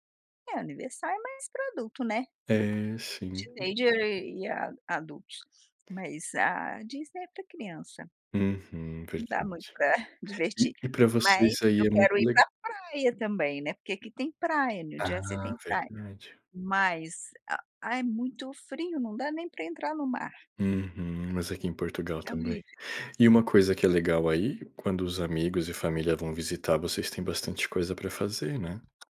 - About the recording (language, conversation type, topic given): Portuguese, unstructured, Como você equilibra o seu tempo entre a família e os amigos?
- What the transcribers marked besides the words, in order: tapping; other background noise; in English: "teenager"; chuckle